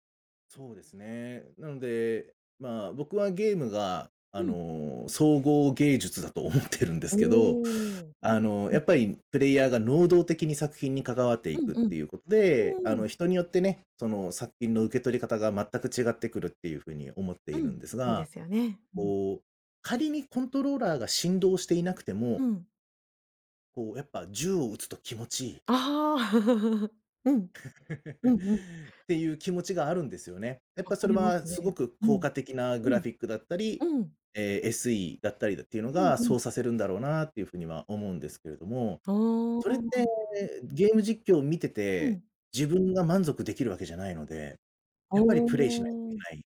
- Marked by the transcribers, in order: laughing while speaking: "思ってるんですけど"; chuckle; other background noise; tapping
- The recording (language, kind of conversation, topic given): Japanese, podcast, ネタバレはどう扱うのがいいと思いますか？